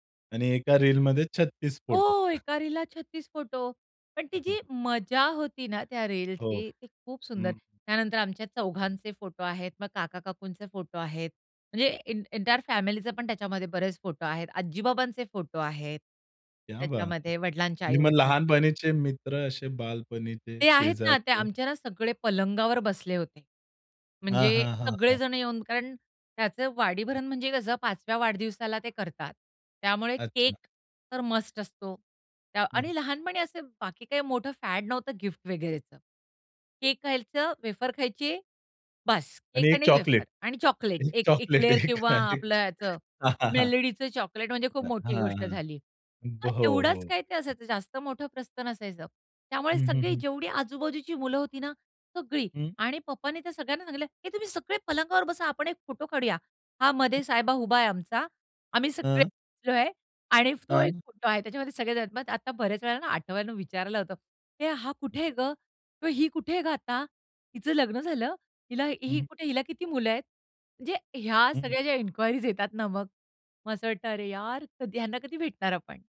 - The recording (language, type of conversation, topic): Marathi, podcast, घरचे जुने फोटो अल्बम पाहिल्यावर तुम्हाला काय वाटते?
- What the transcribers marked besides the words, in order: chuckle; tapping; other background noise; in English: "एं एंटायर"; in Hindi: "क्या बात है!"; laughing while speaking: "एक चॉकलेट, एक हां, एक चॉ"; chuckle; joyful: "सगळ्या ज्या इन्क्वायरीज येतात ना … कधी भेटणार आपण"; in English: "इन्क्वायरीज"